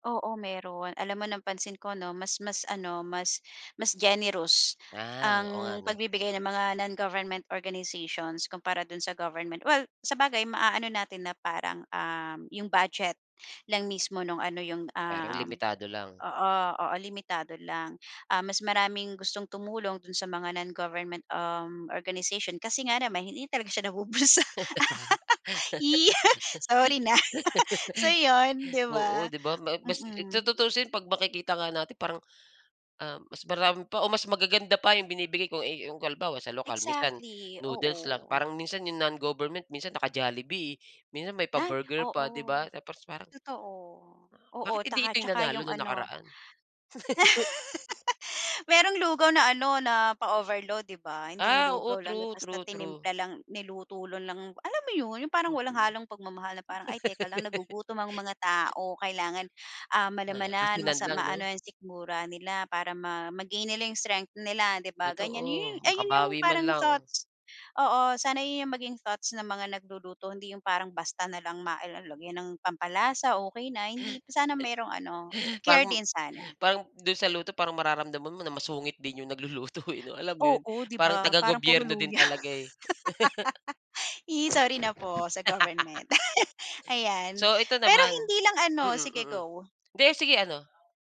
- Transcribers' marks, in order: other background noise; laugh; laugh; laugh; laugh; laugh; tapping; laugh
- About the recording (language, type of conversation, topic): Filipino, podcast, Ano ang maaaring gawin ng komunidad upang maghanda sa taunang baha o tagtuyot?